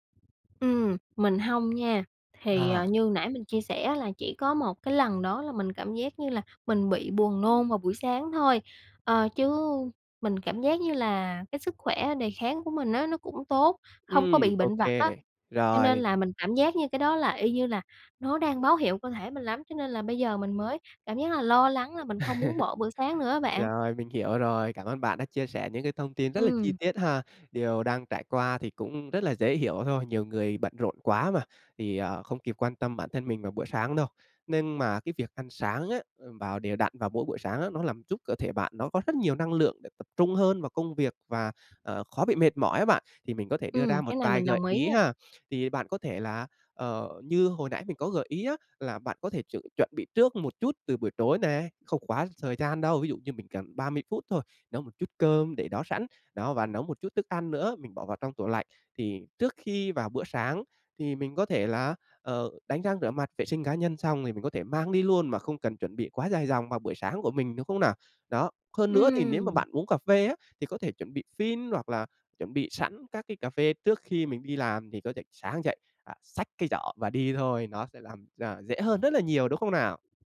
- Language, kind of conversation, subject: Vietnamese, advice, Làm thế nào để tôi không bỏ bữa sáng khi buổi sáng quá bận rộn?
- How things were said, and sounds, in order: other background noise; tapping; chuckle